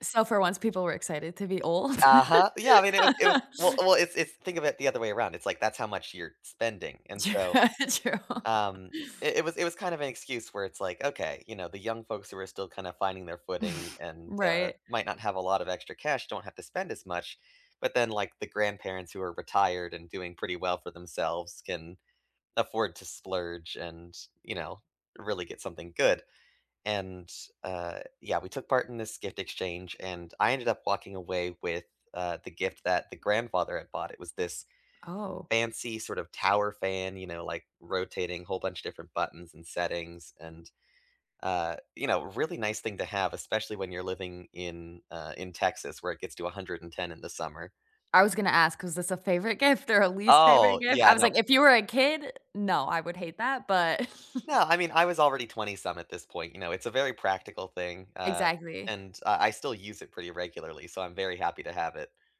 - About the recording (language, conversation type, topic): English, unstructured, What traditions does your family follow during the holidays?
- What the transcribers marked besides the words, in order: tapping; laugh; laughing while speaking: "Tru true"; chuckle; chuckle; other noise